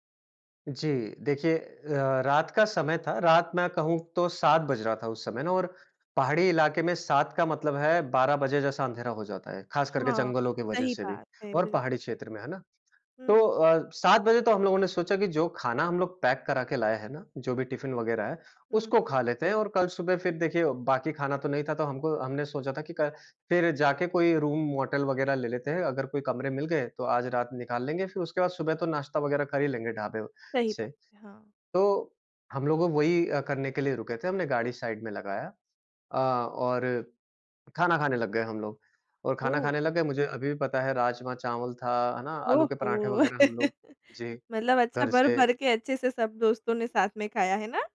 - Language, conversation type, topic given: Hindi, podcast, कहीं फँस जाने पर आपको रात वहीं गुज़ारनी पड़ी थी, वह रात कैसी थी?
- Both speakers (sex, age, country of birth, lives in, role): female, 25-29, India, India, host; male, 30-34, India, India, guest
- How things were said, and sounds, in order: in English: "पैक"; in English: "साइड"; surprised: "ओह!"; chuckle